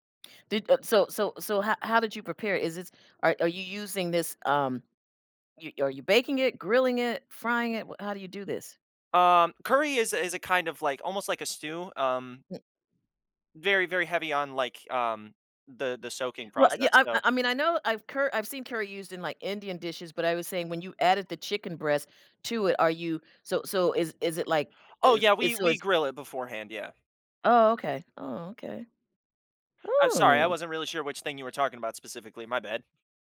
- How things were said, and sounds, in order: none
- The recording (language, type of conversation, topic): English, unstructured, What is your favorite comfort food, and why?
- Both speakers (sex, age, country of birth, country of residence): female, 60-64, United States, United States; male, 20-24, United States, United States